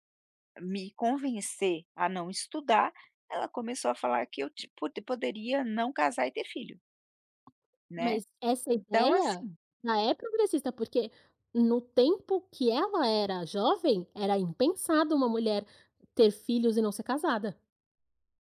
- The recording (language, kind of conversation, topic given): Portuguese, podcast, Que papel o dinheiro tem na sua ideia de sucesso?
- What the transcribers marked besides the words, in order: tapping